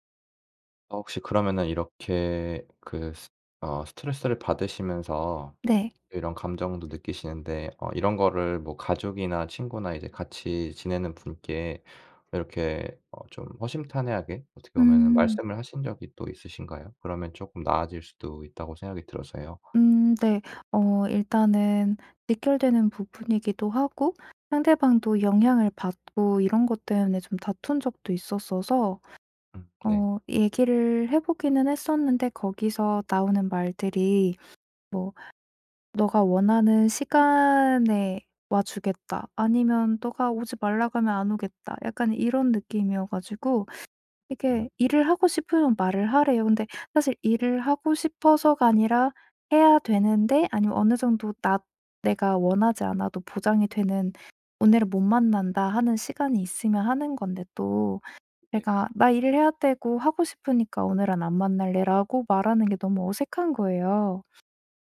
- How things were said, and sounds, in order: teeth sucking; other background noise
- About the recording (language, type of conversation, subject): Korean, advice, 재정 걱정 때문에 계속 불안하고 걱정이 많은데 어떻게 해야 하나요?